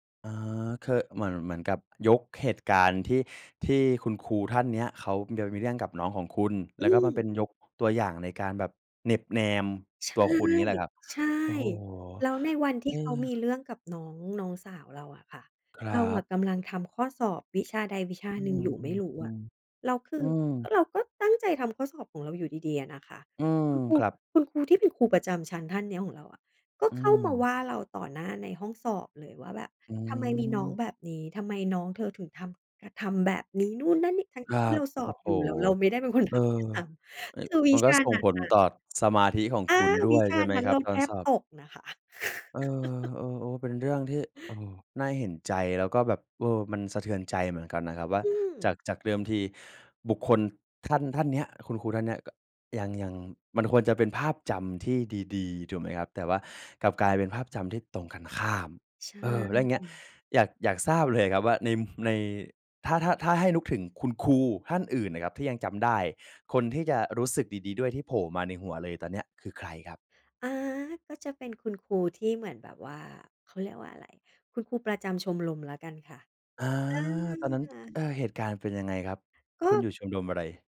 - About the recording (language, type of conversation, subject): Thai, podcast, มีครูคนไหนที่คุณยังจำได้อยู่ไหม และเพราะอะไร?
- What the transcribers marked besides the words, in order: chuckle